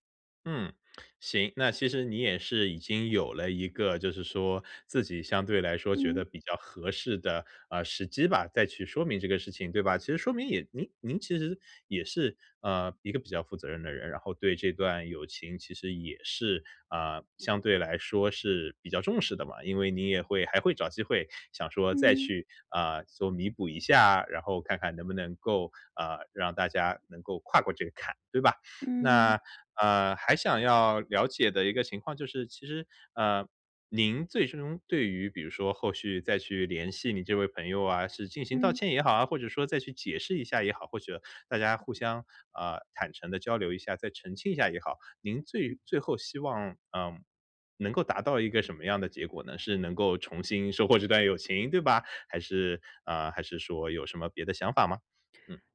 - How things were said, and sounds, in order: none
- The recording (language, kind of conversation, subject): Chinese, advice, 我该如何重建他人对我的信任并修复彼此的关系？